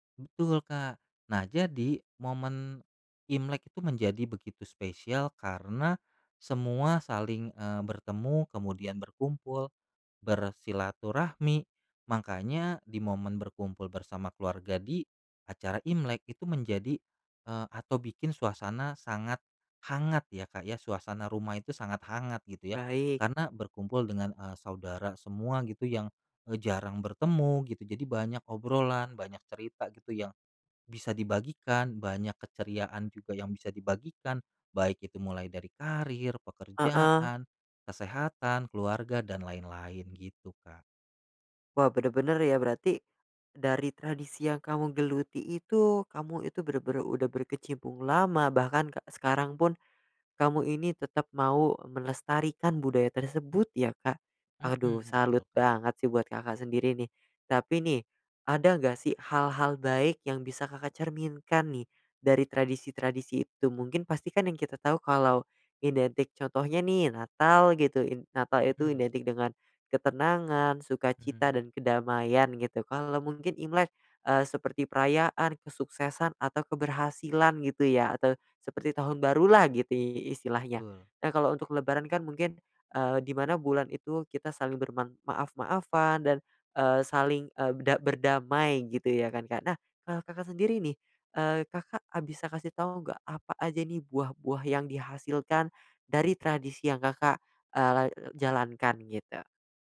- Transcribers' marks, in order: none
- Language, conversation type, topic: Indonesian, podcast, Ceritakan tradisi keluarga apa yang selalu membuat suasana rumah terasa hangat?